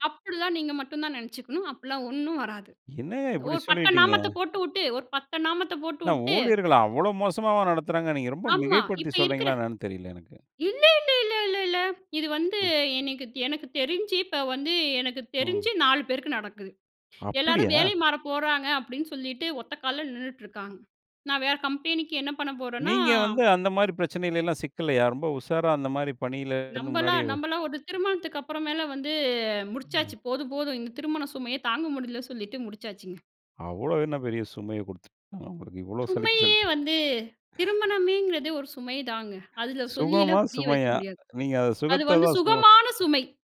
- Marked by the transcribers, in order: other background noise; "பட்டை" said as "பத்து"; "சுமையே" said as "சும்மையே"; unintelligible speech; inhale
- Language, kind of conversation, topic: Tamil, podcast, குடும்பமும் வேலையும்—நீங்கள் எதற்கு முன்னுரிமை கொடுக்கிறீர்கள்?